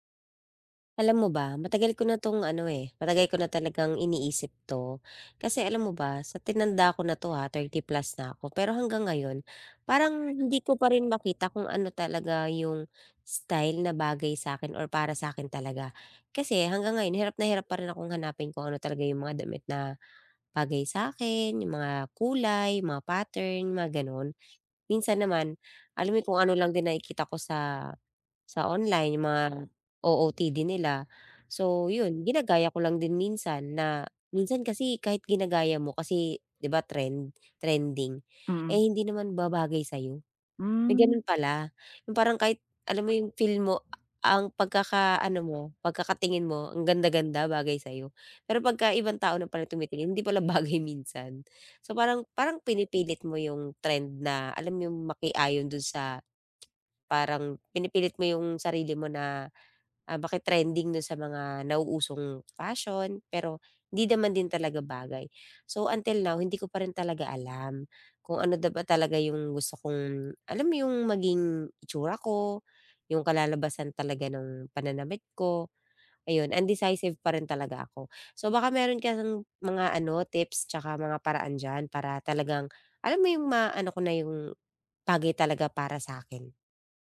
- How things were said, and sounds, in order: tapping; other background noise; background speech; laughing while speaking: "bagay minsan"; lip smack; in English: "decisive"
- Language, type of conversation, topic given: Filipino, advice, Paano ko matutuklasan ang sarili kong estetika at panlasa?